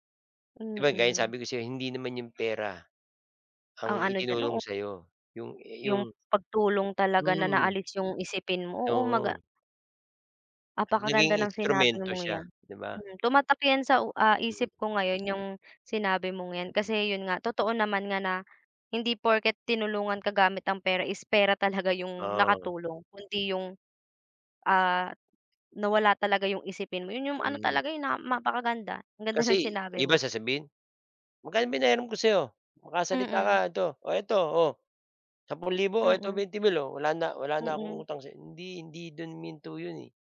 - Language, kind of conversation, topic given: Filipino, unstructured, Paano mo ipinapakita ang pasasalamat mo sa mga taong tumutulong sa iyo?
- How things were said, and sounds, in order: other background noise